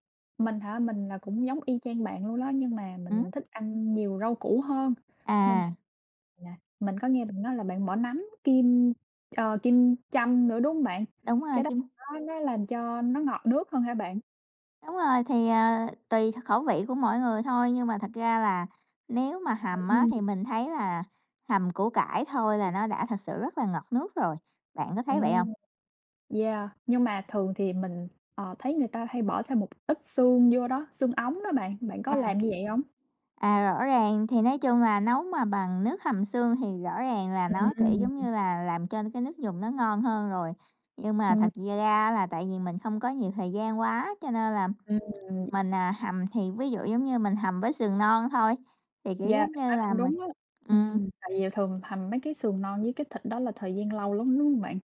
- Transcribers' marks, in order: tapping; other background noise
- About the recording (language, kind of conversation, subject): Vietnamese, unstructured, Bạn có bí quyết nào để nấu canh ngon không?